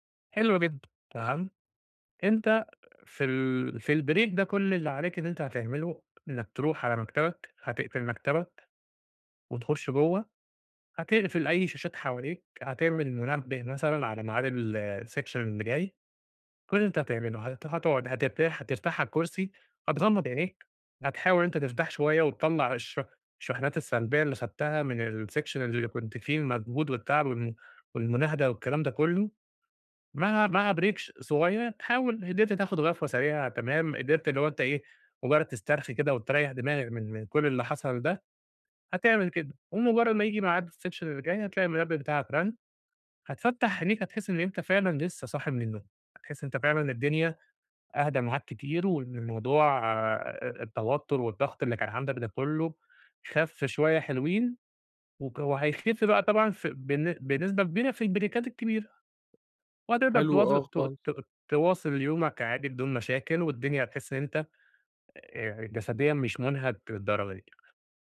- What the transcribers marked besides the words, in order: tapping; in English: "الbreak"; in English: "الsection"; in English: "الsection"; in English: "break"; in English: "الsection"; in English: "البريكات"
- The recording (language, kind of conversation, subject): Arabic, advice, إزاي أحط حدود للشغل عشان أبطل أحس بالإرهاق وأستعيد طاقتي وتوازني؟